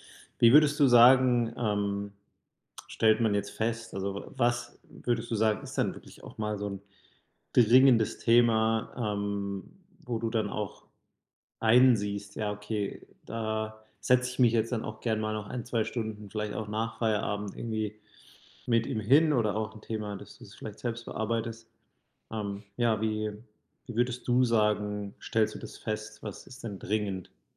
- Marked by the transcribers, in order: none
- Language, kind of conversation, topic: German, podcast, Wie gehst du mit Nachrichten außerhalb der Arbeitszeit um?